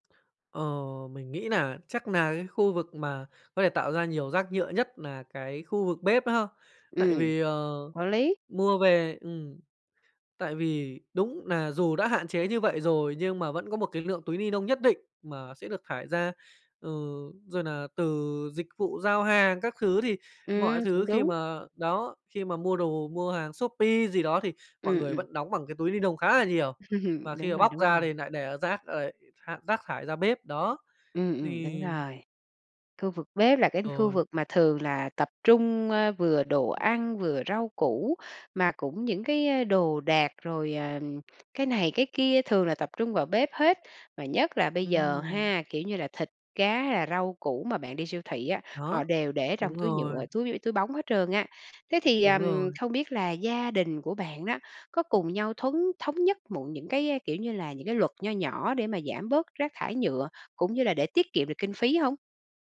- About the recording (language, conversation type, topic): Vietnamese, podcast, Bạn thường làm gì để giảm rác thải nhựa trong gia đình?
- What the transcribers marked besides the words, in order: laugh; other background noise